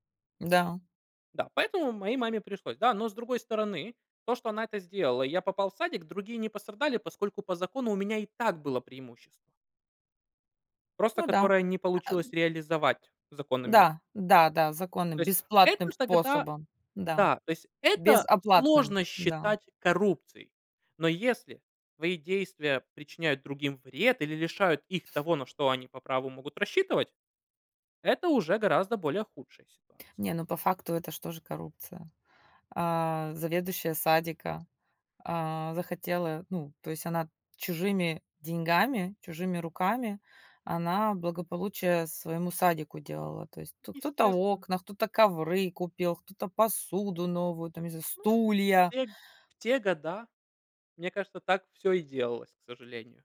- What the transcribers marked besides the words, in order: tapping; other background noise
- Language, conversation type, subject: Russian, unstructured, Как вы думаете, почему коррупция так часто обсуждается в СМИ?